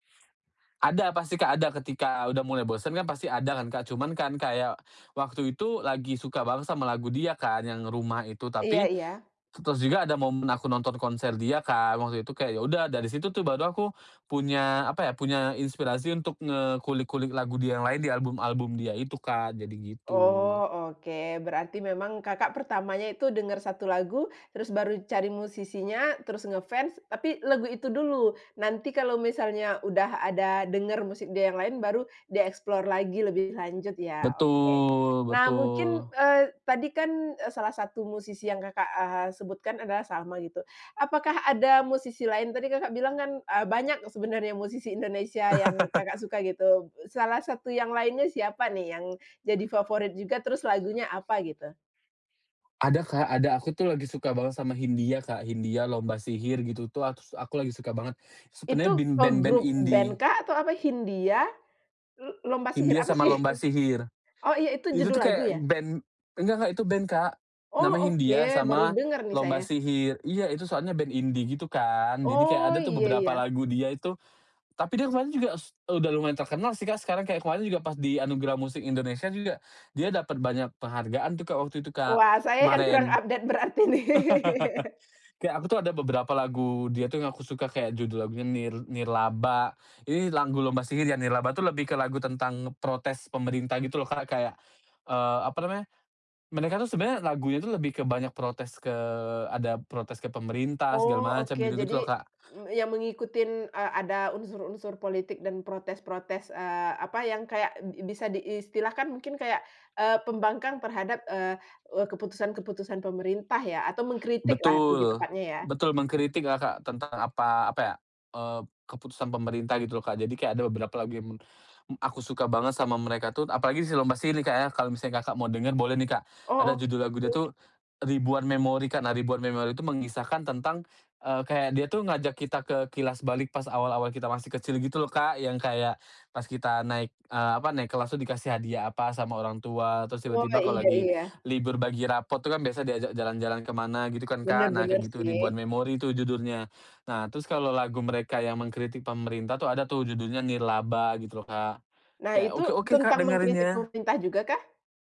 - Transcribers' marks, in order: other background noise; in English: "di-explore"; tapping; chuckle; chuckle; chuckle; in English: "update"; laughing while speaking: "nih"; chuckle
- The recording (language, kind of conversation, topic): Indonesian, podcast, Siapa musisi lokal favoritmu?